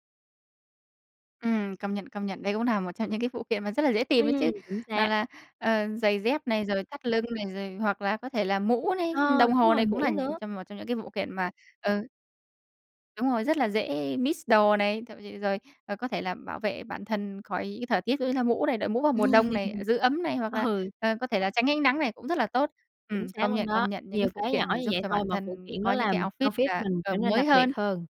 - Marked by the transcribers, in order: tapping; in English: "mix"; laugh; laughing while speaking: "Ừ"; other background noise; in English: "outfit"; in English: "outfit"
- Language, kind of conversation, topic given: Vietnamese, podcast, Bạn thường tìm cảm hứng ở đâu khi chọn đồ?